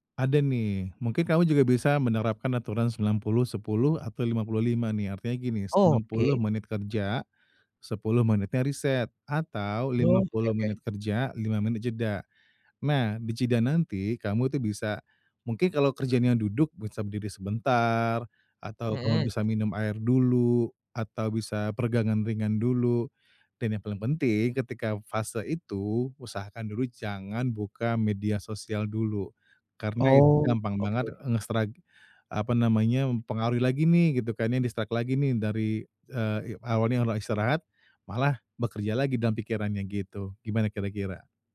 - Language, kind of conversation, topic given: Indonesian, advice, Bagaimana cara menyeimbangkan waktu istirahat saat pekerjaan sangat sibuk?
- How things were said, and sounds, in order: in English: "distract"